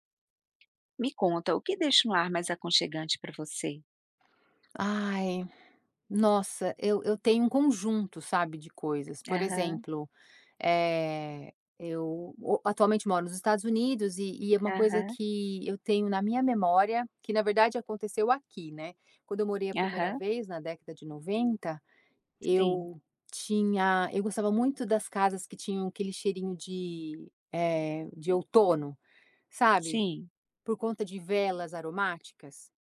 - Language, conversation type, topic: Portuguese, podcast, O que deixa um lar mais aconchegante para você?
- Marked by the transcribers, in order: tapping